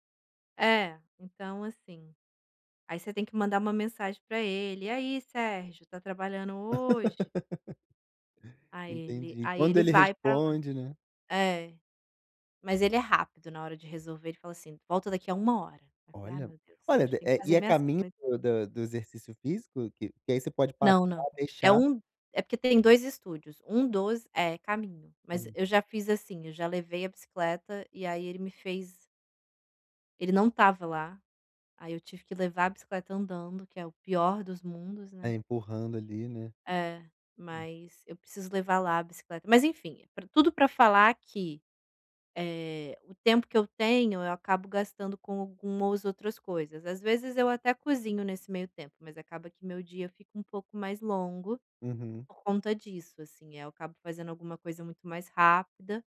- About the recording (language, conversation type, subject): Portuguese, advice, Como posso preparar refeições rápidas, saudáveis e fáceis durante a semana quando não tenho tempo para cozinhar?
- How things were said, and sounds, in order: laugh